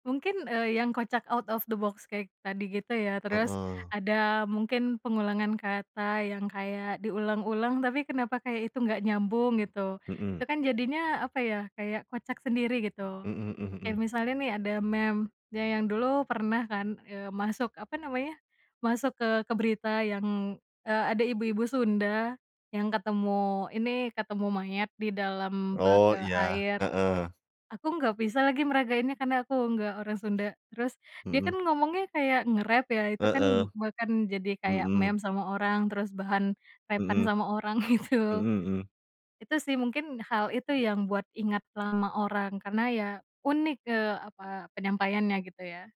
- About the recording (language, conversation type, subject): Indonesian, podcast, Apa yang membuat meme atau tren viral bertahan lama?
- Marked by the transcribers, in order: in English: "out of the box"; laughing while speaking: "gitu"